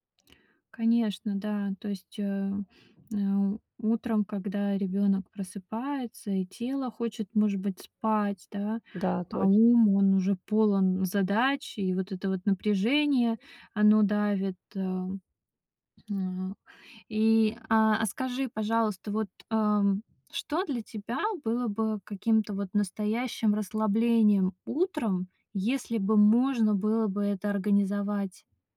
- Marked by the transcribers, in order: none
- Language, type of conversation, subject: Russian, advice, Как справиться с постоянным напряжением и невозможностью расслабиться?